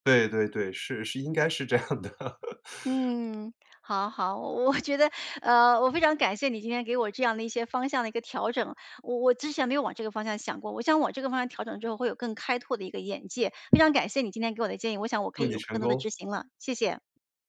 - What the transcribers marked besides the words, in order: laughing while speaking: "这样的"; chuckle; laughing while speaking: "我觉"; other background noise
- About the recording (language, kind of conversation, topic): Chinese, advice, 在不确定的情况下，如何保持实现目标的动力？